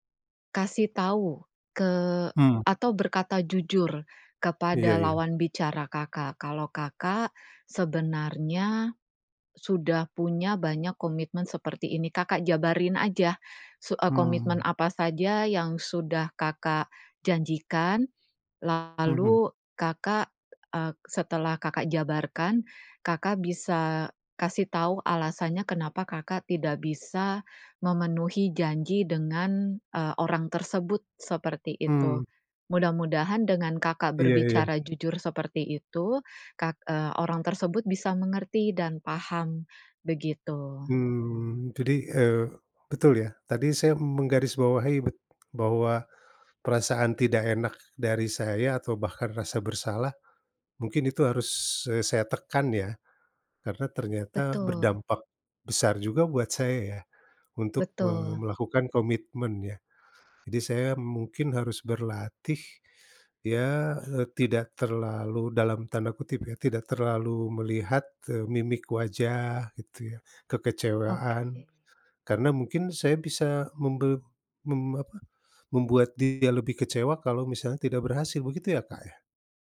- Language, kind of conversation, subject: Indonesian, advice, Bagaimana cara mengatasi terlalu banyak komitmen sehingga saya tidak mudah kewalahan dan bisa berkata tidak?
- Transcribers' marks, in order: other background noise; tapping; "kekecewaan" said as "kekecewean"